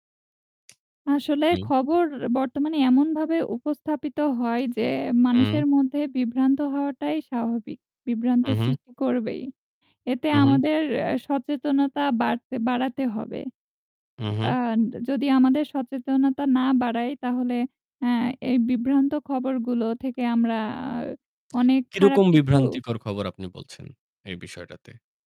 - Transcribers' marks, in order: static
- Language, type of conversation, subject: Bengali, unstructured, খবরের মাধ্যমে সামাজিক সচেতনতা কতটা বাড়ানো সম্ভব?